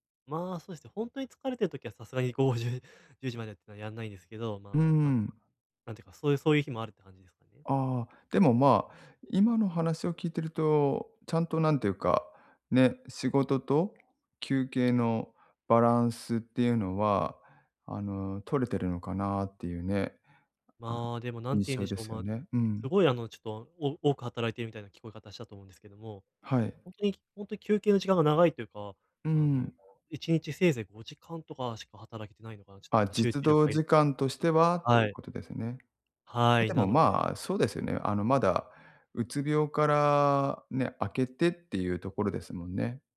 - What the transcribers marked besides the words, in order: tapping
- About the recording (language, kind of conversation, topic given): Japanese, advice, 休息の質を上げる工夫